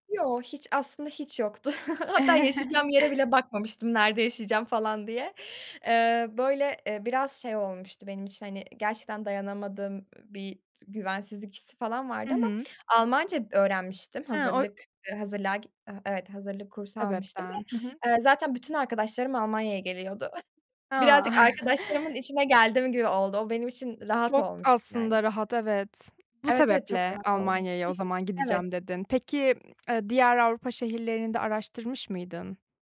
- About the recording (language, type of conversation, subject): Turkish, podcast, Bir karar verirken içgüdüne mi yoksa mantığına mı daha çok güvenirsin?
- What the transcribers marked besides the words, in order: chuckle; tapping; chuckle